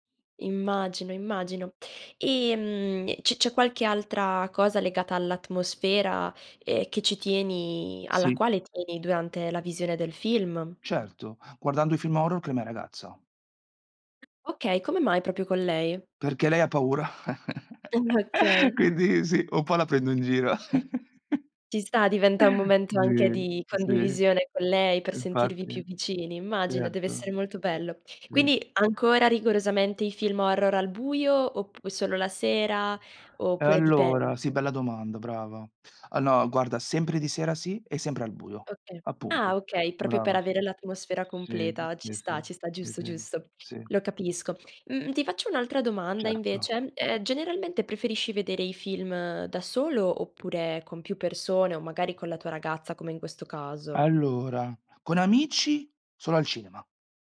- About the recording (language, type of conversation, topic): Italian, podcast, Qual è un film che ti ha cambiato la vita e perché?
- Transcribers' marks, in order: chuckle; laughing while speaking: "quindi sì"; chuckle